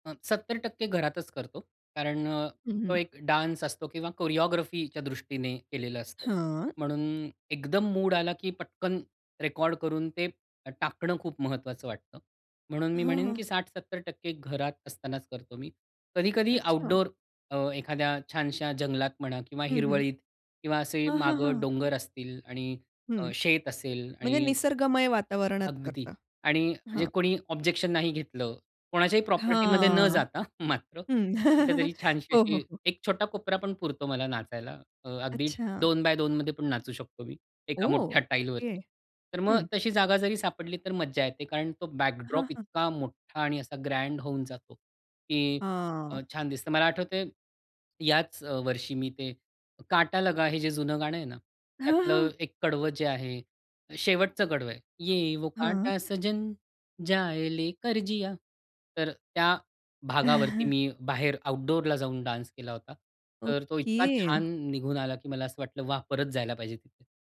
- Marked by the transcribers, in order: in English: "डान्स"; in English: "कोरिओग्राफीच्या"; tapping; in English: "ऑब्जेक्शन"; giggle; laughing while speaking: "जाता मात्र"; in English: "बॅकड्रॉप"; in English: "ग्रँड"; singing: "ये वो काटा सजन, जाये लेकर जिया!"; chuckle; in English: "डान्स"
- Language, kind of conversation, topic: Marathi, podcast, सोशल मीडियासाठी सर्जनशील मजकूर तुम्ही कसा तयार करता?
- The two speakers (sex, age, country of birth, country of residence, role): female, 30-34, India, India, host; male, 40-44, India, India, guest